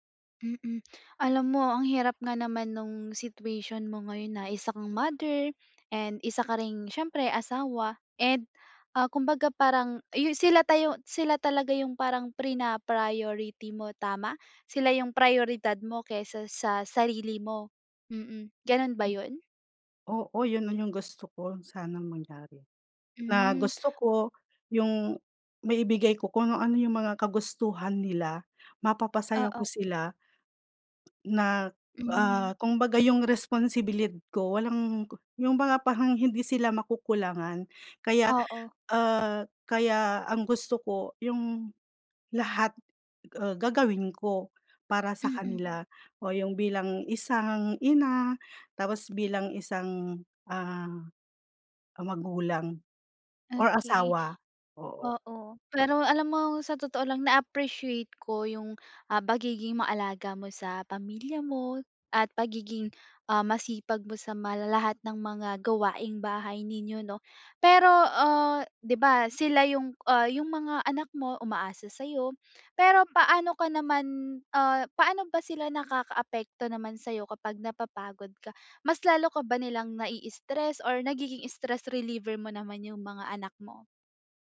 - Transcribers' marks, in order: tapping
- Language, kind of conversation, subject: Filipino, advice, Paano ko mababalanse ang obligasyon, kaligayahan, at responsibilidad?